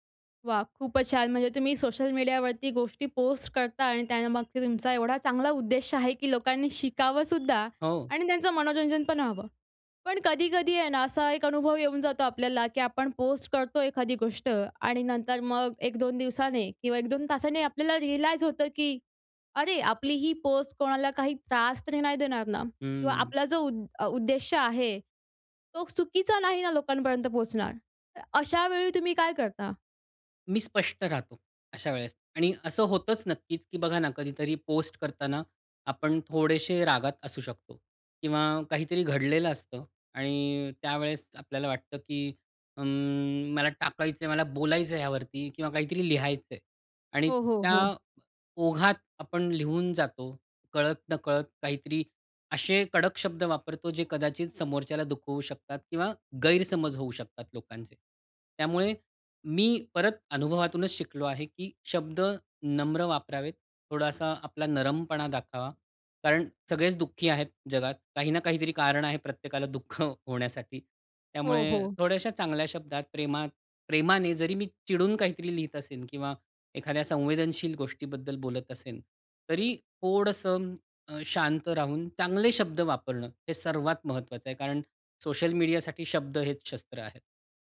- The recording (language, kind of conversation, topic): Marathi, podcast, सोशल मीडियावर काय शेअर करावं आणि काय टाळावं, हे तुम्ही कसं ठरवता?
- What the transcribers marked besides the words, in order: in English: "रीअलाइज"; other background noise